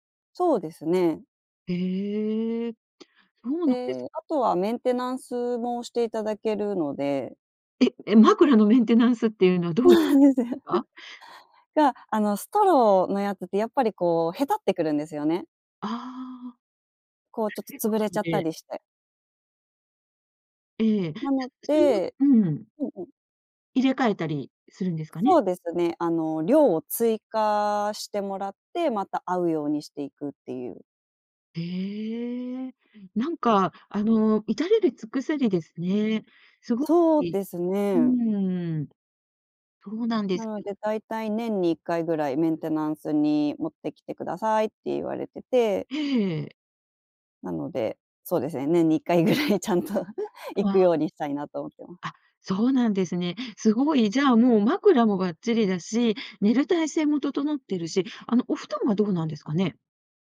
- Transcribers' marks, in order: laughing while speaking: "そうなんですよ"; laugh; laughing while speaking: "ぐらいちゃんと"
- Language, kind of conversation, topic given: Japanese, podcast, 睡眠の質を上げるために普段どんな工夫をしていますか？